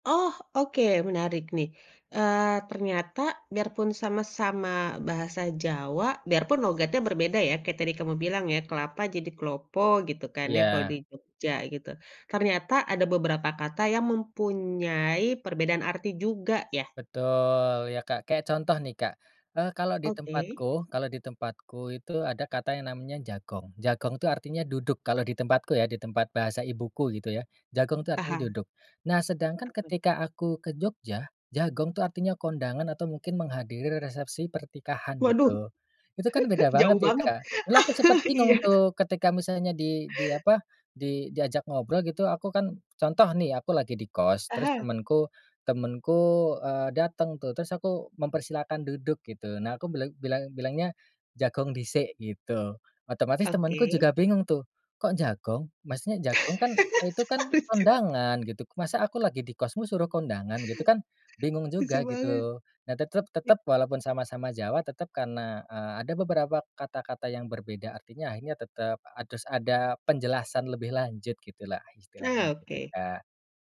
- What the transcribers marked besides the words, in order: in Javanese: "klopo"; in Javanese: "jagong. Jagong"; in Javanese: "jagong"; unintelligible speech; in Javanese: "jagong"; chuckle; laughing while speaking: "iya"; tapping; in Javanese: "Jagong disik"; in Javanese: "jagong?"; laugh; in Javanese: "jagong"; laughing while speaking: "Lucu"; "harus" said as "adus"
- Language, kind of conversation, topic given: Indonesian, podcast, Bagaimana cara kamu menjaga bahasa ibu di lingkungan baru?